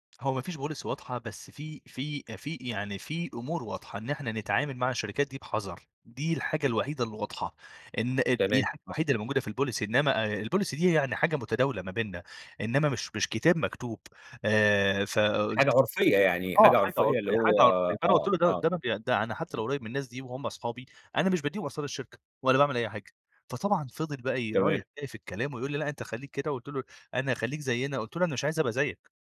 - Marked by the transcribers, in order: in English: "policy"; in English: "الpolicy"; in English: "الpolicy"; other noise
- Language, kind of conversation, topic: Arabic, podcast, إزاي بتتعامل مع ثقافة المكتب السلبية؟